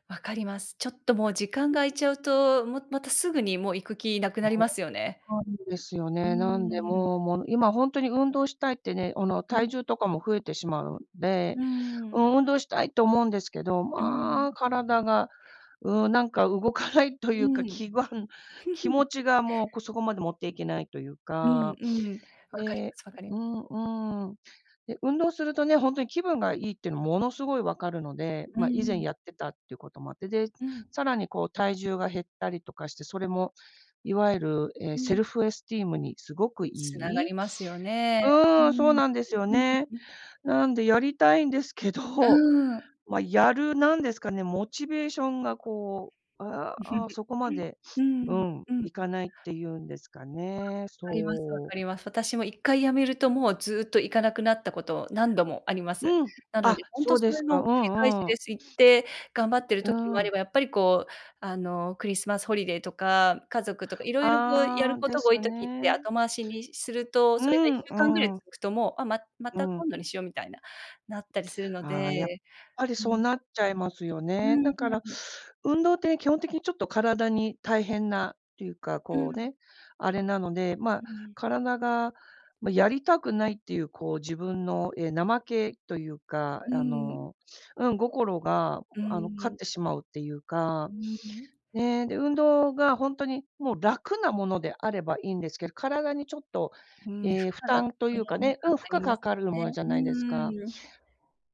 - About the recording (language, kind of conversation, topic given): Japanese, unstructured, 運動をすると気分はどのように変わりますか？
- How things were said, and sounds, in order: unintelligible speech; unintelligible speech; laugh; in English: "セルフエスティーム"; unintelligible speech; laugh; sniff; unintelligible speech; sniff; unintelligible speech